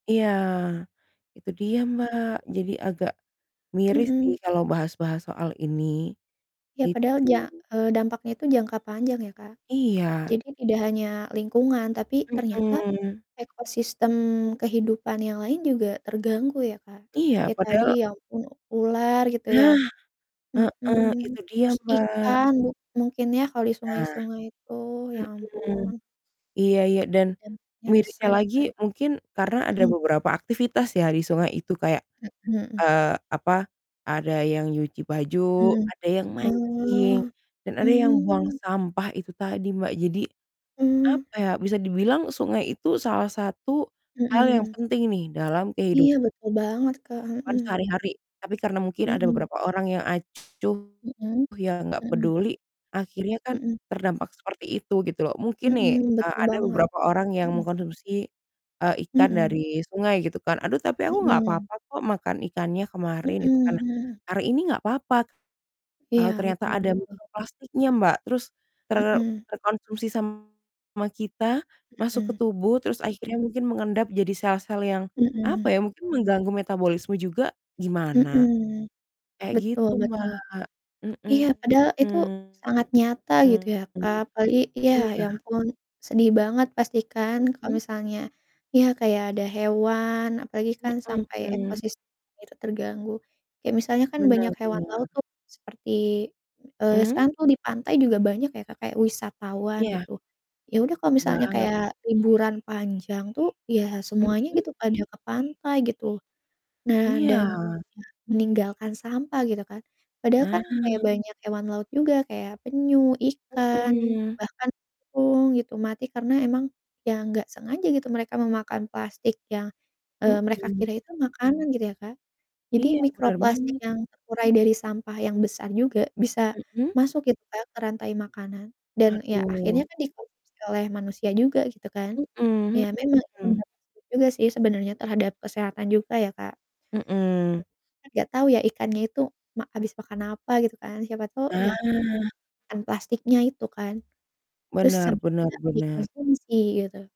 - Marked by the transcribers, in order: other background noise; distorted speech; "hari" said as "haro"; static
- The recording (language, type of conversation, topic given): Indonesian, unstructured, Apa pendapatmu tentang sampah plastik di lingkungan sekitar?